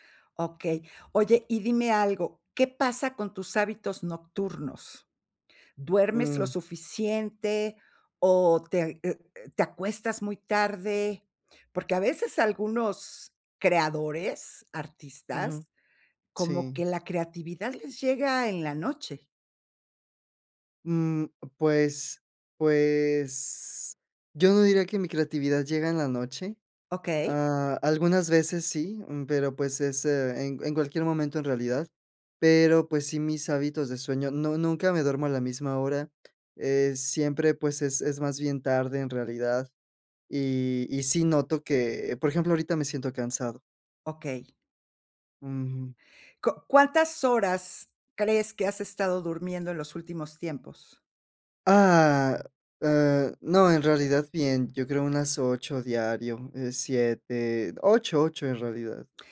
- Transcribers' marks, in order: other noise
- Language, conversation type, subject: Spanish, advice, ¿Qué te está costando más para empezar y mantener una rutina matutina constante?